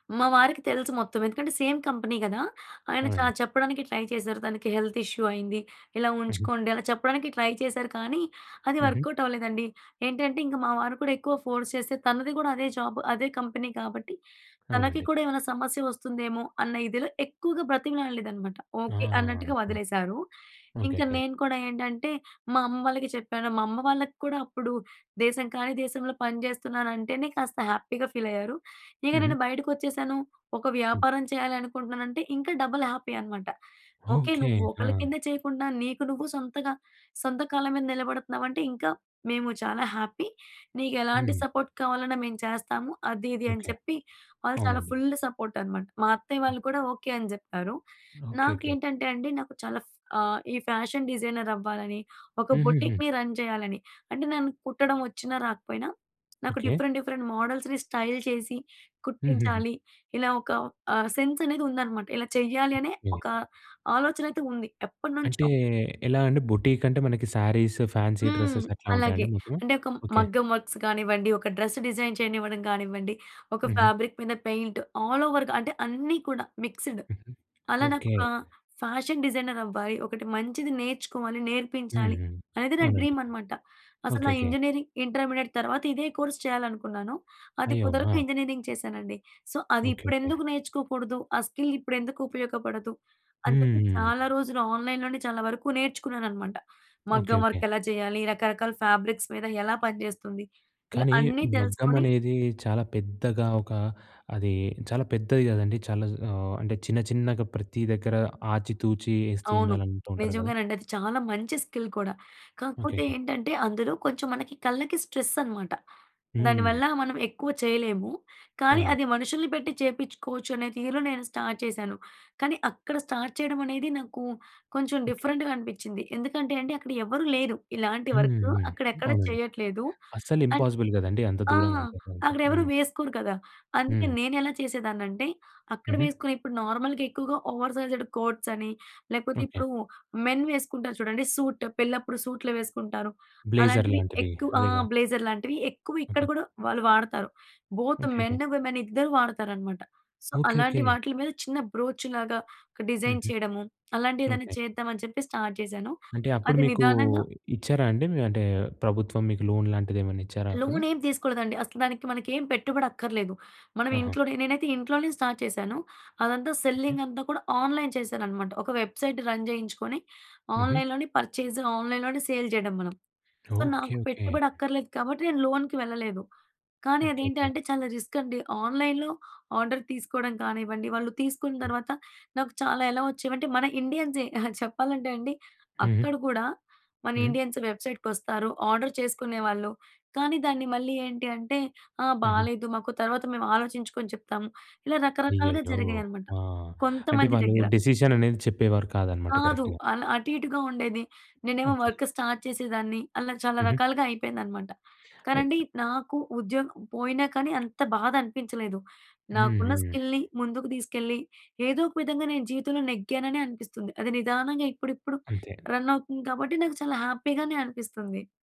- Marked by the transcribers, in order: in English: "సేమ్ కంపెనీ"; in English: "ట్రై"; in English: "హెల్త్ ఇష్యూ"; in English: "ట్రై"; in English: "వర్కౌట్"; in English: "ఫోర్స్"; in English: "జాబ్"; in English: "కంపెనీ"; in English: "హ్యాపీగా ఫీల్"; in English: "డబుల్ హ్యాపీ"; in English: "హ్యాపీ"; in English: "సపోర్ట్"; in English: "ఫుల్ సపోర్ట్"; other background noise; in English: "ఫ్యాషన్ డిజైనర్"; in English: "బొటిక్‌ని రన్"; in English: "డిఫరెంట్ డిఫరెంట్ మోడల్స్‌ని స్టైల్"; in English: "సెన్స్"; in English: "బొటిక్"; in English: "శారీస్, ఫ్యాన్సీ డ్రెస్సెస్"; in English: "వర్క్స్"; in English: "డ్రెస్ డిజైన్"; in English: "ఫాబ్రిక్"; in English: "పెయింట్ ఆల్ ఓవర్‌గా"; in English: "మిక్స్‌డ్"; in English: "ఫ్యాషన్ డిజైనర్"; in English: "డ్రీమ్"; in English: "ఇంజనీరింగ్ ఇంటర్మీడియట్"; in English: "కోర్స్"; in English: "ఇంజనీరింగ్"; in English: "సో"; in English: "స్కిల్"; in English: "ఆన్‌లైన్‌లోనే"; in English: "వర్క్"; in English: "ఫ్యాబ్రిక్స్"; in English: "స్కిల్"; in English: "స్ట్రెస్"; in English: "స్టార్ట్"; in English: "స్టార్ట్"; in English: "డిఫరెంట్‌గా"; in English: "వర్క్"; in English: "ఇంపాసిబుల్"; in English: "నార్మల్‍గా"; in English: "ఓవర్ సైజ్డ్ కోట్స్"; in English: "మెన్"; in English: "సూట్"; in English: "బ్లేజర్"; in English: "బ్లేజర్"; in English: "బోత్ మెన్ విమెన్"; in English: "సో"; in English: "బ్రోచ్‌లాగా"; in English: "డిజైన్"; in English: "స్టార్ట్"; in English: "లోన్"; in English: "లోన్"; in English: "స్టార్ట్"; in English: "సెల్లింగ్"; in English: "ఆన్‌లైన్"; in English: "వెబ్సైట్ రన్"; in English: "ఆన్‌లైన్లోనే పర్చేజ్, ఆన్‌లైన్‌లోనే సేల్"; in English: "సో"; in English: "లోన్‍కి"; in English: "రిస్క్"; in English: "ఆన్‌లైన్‌లో ఆర్డర్"; chuckle; in English: "ఇండియన్స్ వెబ్సైట్‌కి"; in English: "ఆర్డర్"; in English: "డిసిషన్"; in English: "కరెక్ట్‌గా"; in English: "వర్క్ స్టార్ట్"; in English: "స్కిల్‌ని"; in English: "రన్"; in English: "హ్యాపీగానే"
- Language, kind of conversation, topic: Telugu, podcast, ఉద్యోగం కోల్పోతే మీరు ఎలా కోలుకుంటారు?